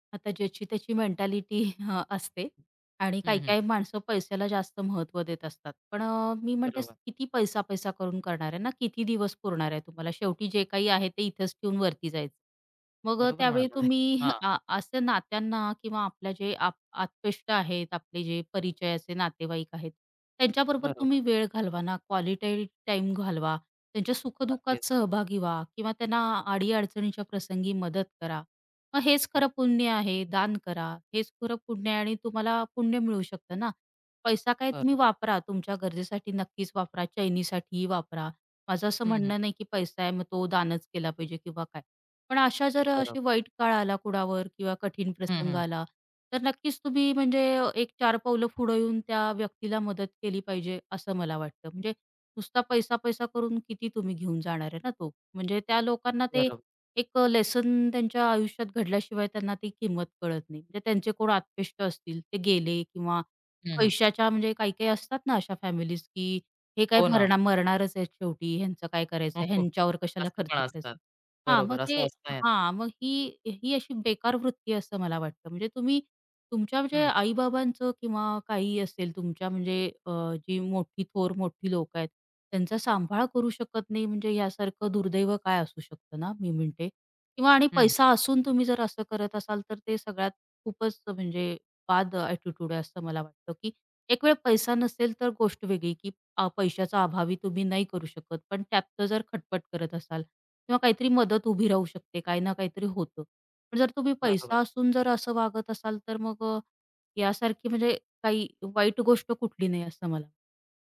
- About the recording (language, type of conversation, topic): Marathi, podcast, तुमच्या मते वेळ आणि पैसा यांपैकी कोणते अधिक महत्त्वाचे आहे?
- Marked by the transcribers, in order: other background noise; chuckle; other noise; tapping; chuckle